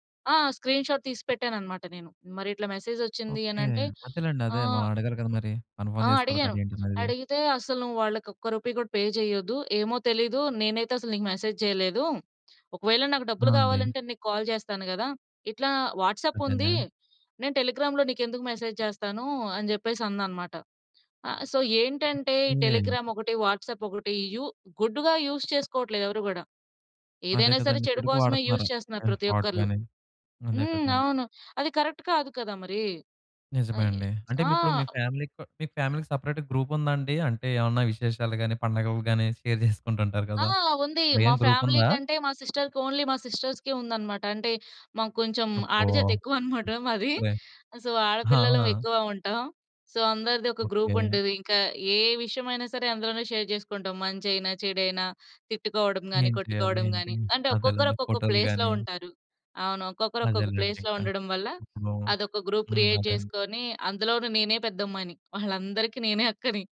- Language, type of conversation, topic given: Telugu, podcast, వాట్సాప్ గ్రూప్‌ల్లో మీరు సాధారణంగా ఏమి పంచుకుంటారు, ఏ సందర్భాల్లో మౌనంగా ఉండటం మంచిదని అనుకుంటారు?
- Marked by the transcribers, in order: in English: "స్క్రీన్‌షాట్"; in English: "మెసేజ్"; in English: "కన్ఫర్మ్"; in English: "రూపీ"; in English: "పే"; in English: "మెసేజ్"; in English: "కాల్"; in English: "వాట్సాప్"; in English: "టెలిగ్రామ్‌లో"; in English: "మెసేజ్"; other background noise; in English: "సో"; in English: "టెలిగ్రామ్"; in English: "వాట్సాప్"; in English: "గుడ్‌గా యూజ్"; in English: "ఫ్రాడ్"; in English: "యూజ్"; in English: "కరెక్ట్"; in English: "ఫ్యామిలీకో"; in English: "ఫ్యామిలీ‌కి సెపరేట్‌గా గ్రూప్"; in English: "షేర్"; in English: "మెయిన్ గ్రూప్"; in English: "ఫ్యామిలీ"; in English: "సిస్టర్‌కి ఓన్లీ"; in English: "సిస్టర్స్‌కే"; giggle; in English: "సో"; in English: "సో"; in English: "గ్రూప్"; in English: "షేర్"; in English: "ప్లేస్‌లో"; in English: "ప్లేస్‌లో"; in English: "గ్రూప్ క్రియేట్"